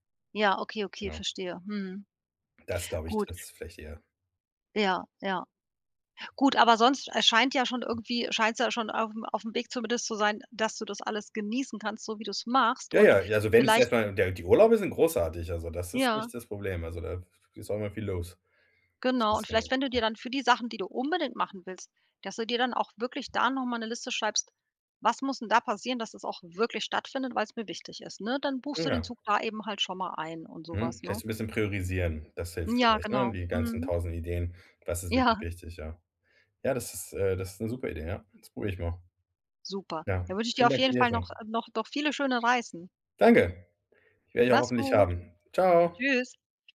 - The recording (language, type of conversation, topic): German, advice, Wie plane ich eine stressfreie und gut organisierte Reise?
- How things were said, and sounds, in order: other background noise; stressed: "machst"; other noise; stressed: "unbedingt"; laughing while speaking: "Ja"